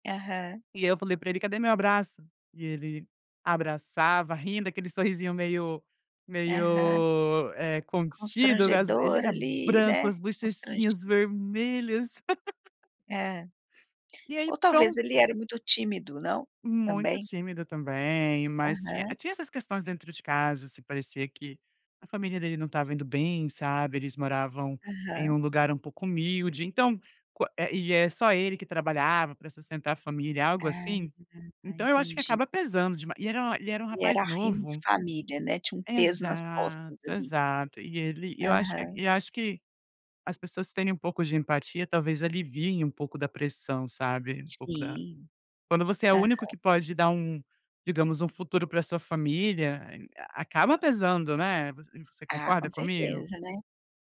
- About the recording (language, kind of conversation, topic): Portuguese, podcast, Como apoiar um amigo que está se isolando?
- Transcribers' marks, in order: laugh; unintelligible speech